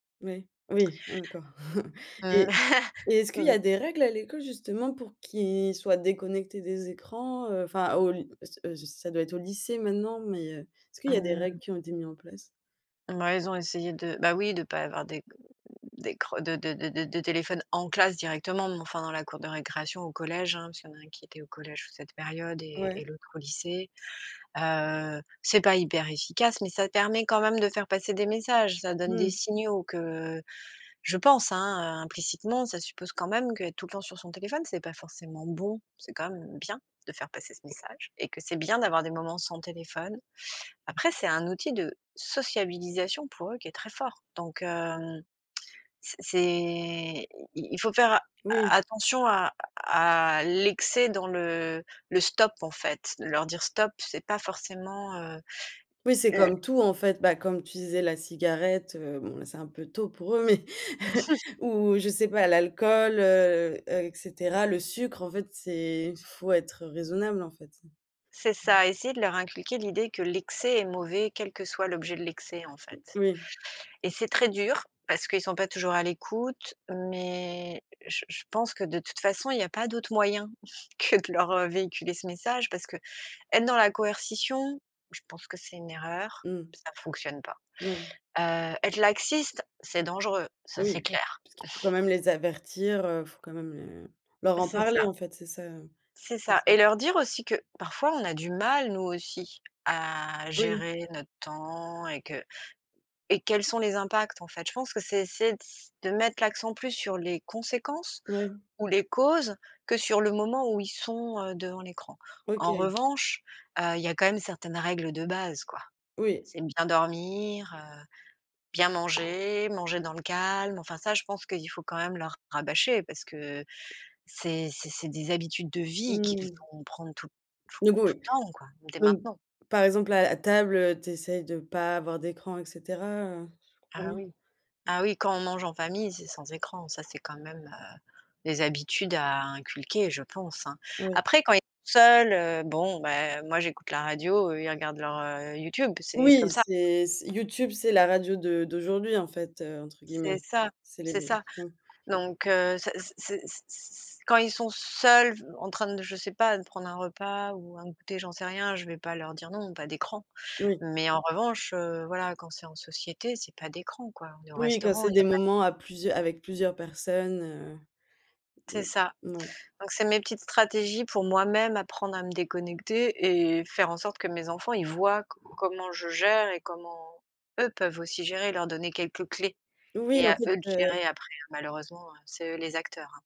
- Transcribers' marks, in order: chuckle; laugh; other background noise; tapping; drawn out: "Heu"; drawn out: "c'est"; laugh; laughing while speaking: "mais"; chuckle; drawn out: "mais"; laughing while speaking: "que"; chuckle; stressed: "Oui"; stressed: "seuls"
- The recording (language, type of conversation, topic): French, podcast, Quelles habitudes numériques t’aident à déconnecter ?